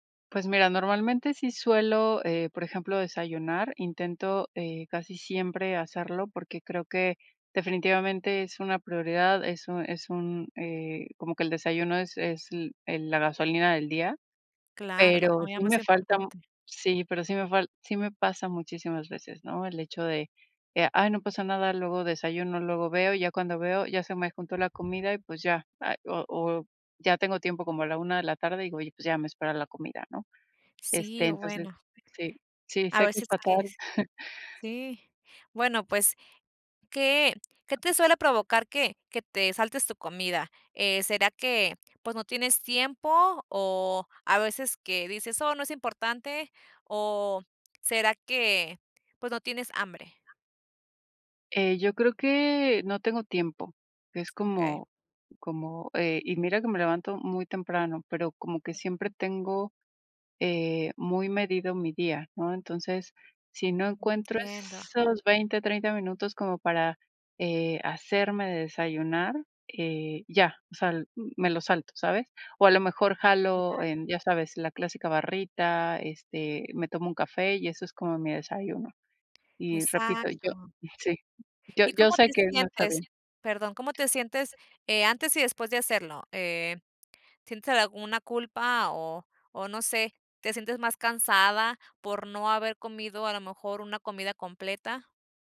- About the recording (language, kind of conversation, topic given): Spanish, advice, ¿Con qué frecuencia te saltas comidas o comes por estrés?
- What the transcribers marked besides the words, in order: tapping; chuckle; other background noise